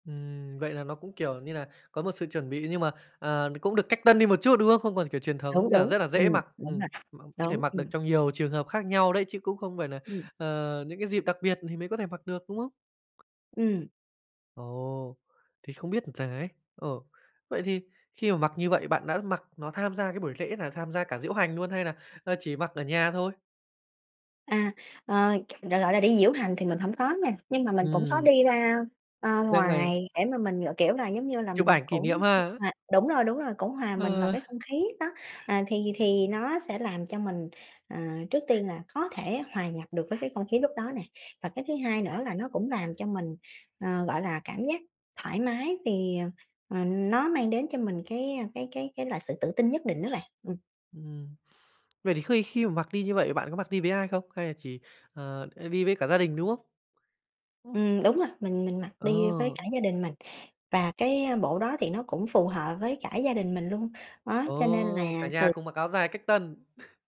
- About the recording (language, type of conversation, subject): Vietnamese, podcast, Bộ đồ nào khiến bạn tự tin nhất, và vì sao?
- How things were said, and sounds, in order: other background noise; tapping; "luôn" said as "nuôn"; "hay" said as "ây"; chuckle